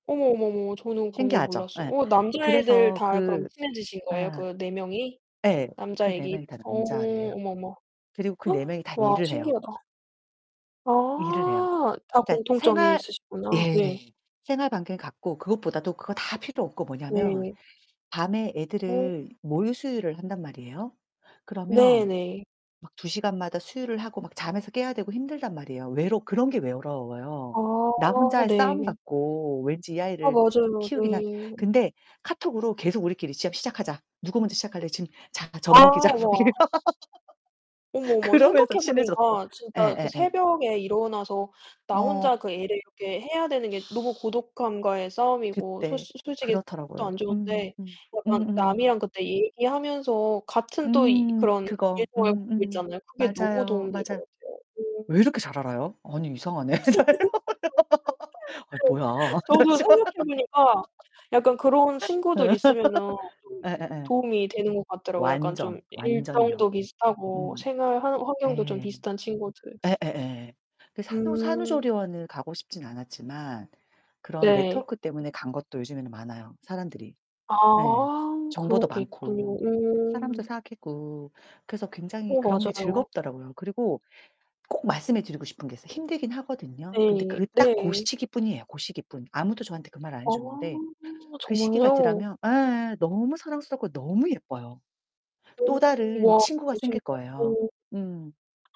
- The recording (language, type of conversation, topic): Korean, unstructured, 우울할 때 주로 어떤 생각이 드나요?
- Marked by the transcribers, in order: gasp; laughing while speaking: "젖먹이자"; laugh; laughing while speaking: "그러면서 친해졌어"; distorted speech; unintelligible speech; laugh; laughing while speaking: "나 진짜"; laugh; unintelligible speech